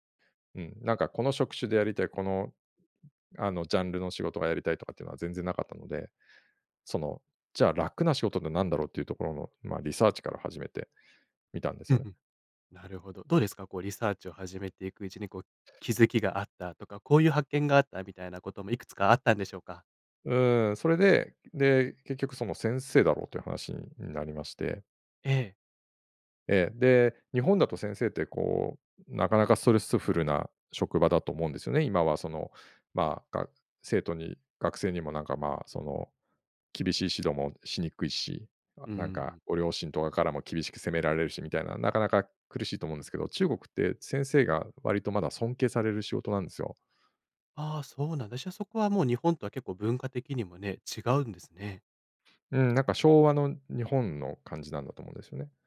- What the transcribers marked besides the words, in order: other background noise; other noise
- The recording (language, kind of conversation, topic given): Japanese, podcast, キャリアの中で、転機となったアドバイスは何でしたか？